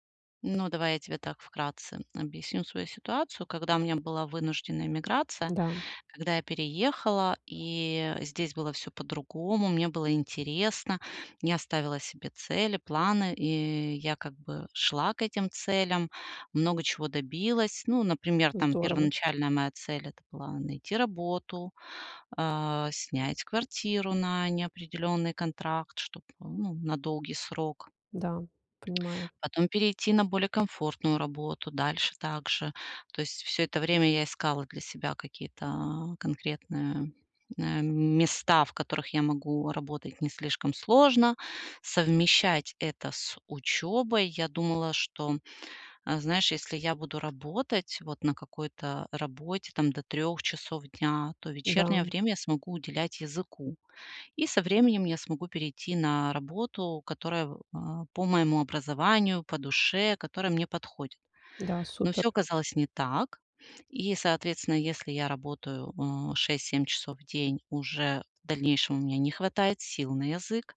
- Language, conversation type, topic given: Russian, advice, Как поддерживать мотивацию в условиях неопределённости, когда планы часто меняются и будущее неизвестно?
- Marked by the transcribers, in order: tapping; other background noise